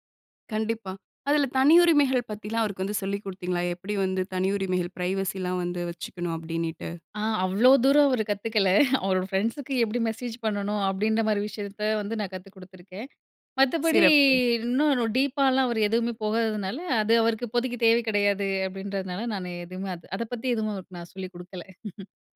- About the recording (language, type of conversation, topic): Tamil, podcast, சமூக ஊடகங்கள் உறவுகளை எவ்வாறு மாற்றி இருக்கின்றன?
- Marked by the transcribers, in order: in English: "ப்ரைவசிலாம்"; chuckle; in English: "டீப்பால்லாம்"; laugh